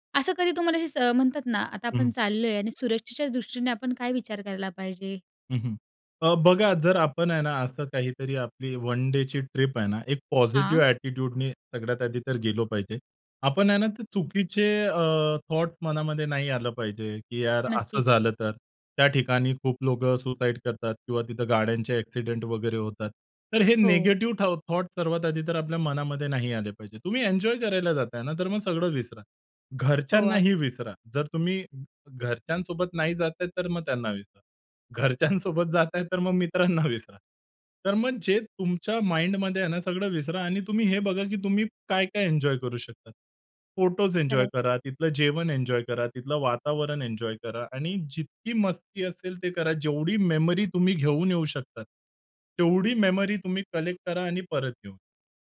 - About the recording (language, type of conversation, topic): Marathi, podcast, एका दिवसाच्या सहलीची योजना तुम्ही कशी आखता?
- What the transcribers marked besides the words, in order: tapping; in English: "वन डेची ट्रिप"; in English: "ऍटिट्यूड"; in English: "थॉट्स"; in English: "थॉट्स"; laughing while speaking: "घरच्यांसोबत जाता आहे, तर मग मित्रांना विसरा"; in English: "माइंडमध्ये"; other background noise